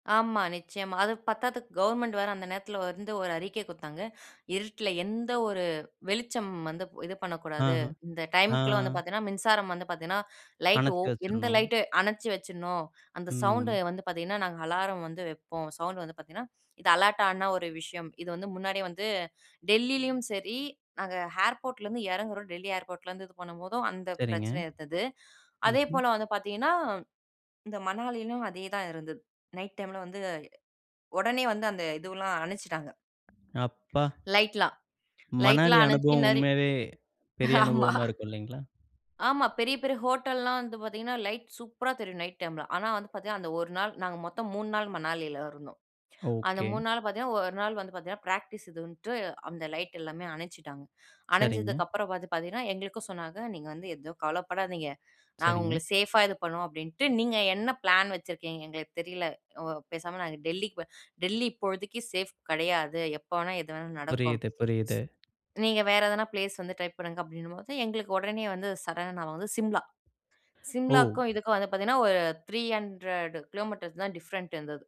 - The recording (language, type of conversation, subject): Tamil, podcast, மொழி புரியாத இடத்தில் வழி தவறி போனபோது நீங்கள் எப்படி தொடர்பு கொண்டீர்கள்?
- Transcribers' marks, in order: other noise; surprised: "அப்பா!"